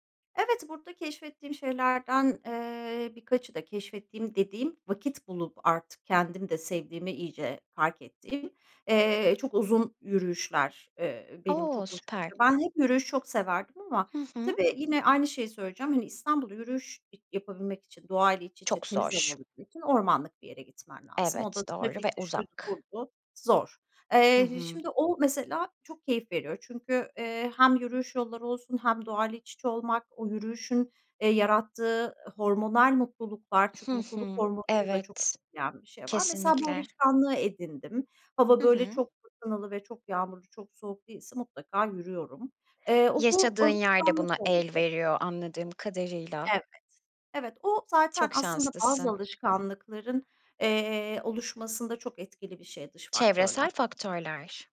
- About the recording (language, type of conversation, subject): Turkish, podcast, Küçük alışkanlıklar hayatınızı nasıl değiştirdi?
- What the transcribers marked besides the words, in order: other background noise; tapping